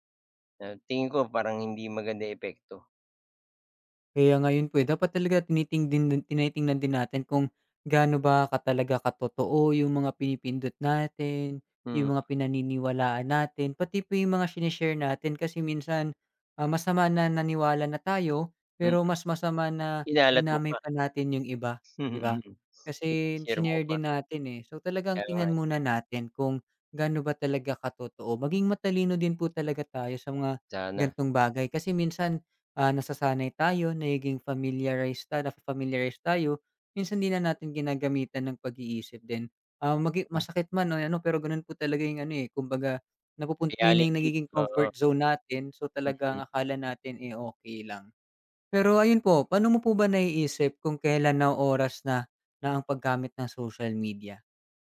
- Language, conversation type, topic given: Filipino, unstructured, Ano ang palagay mo sa labis na paggamit ng midyang panlipunan bilang libangan?
- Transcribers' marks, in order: tapping; other background noise